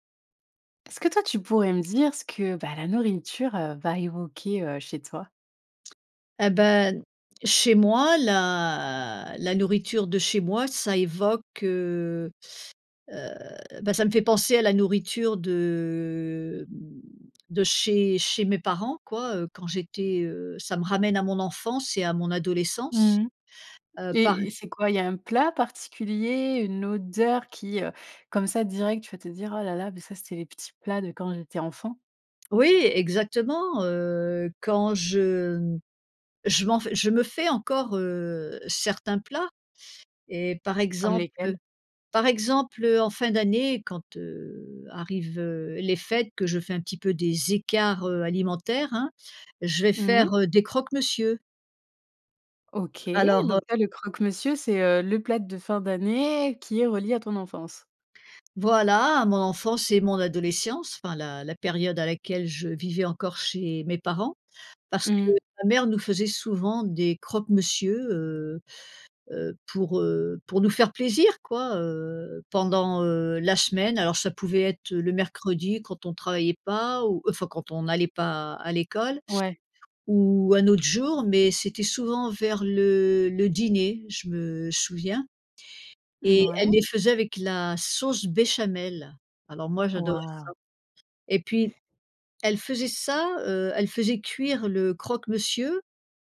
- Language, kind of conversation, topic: French, podcast, Que t’évoque la cuisine de chez toi ?
- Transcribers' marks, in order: stressed: "écarts"; other background noise